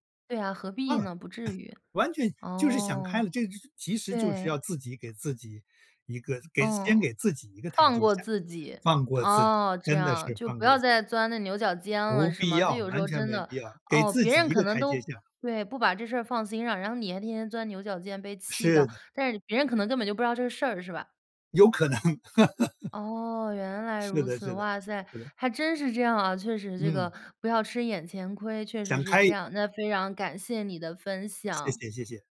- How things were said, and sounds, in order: chuckle; laughing while speaking: "能"; laugh
- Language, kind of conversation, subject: Chinese, podcast, 公开承认错误是否反而会增加他人对你的信任？
- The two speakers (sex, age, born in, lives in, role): female, 20-24, China, Sweden, host; male, 70-74, China, United States, guest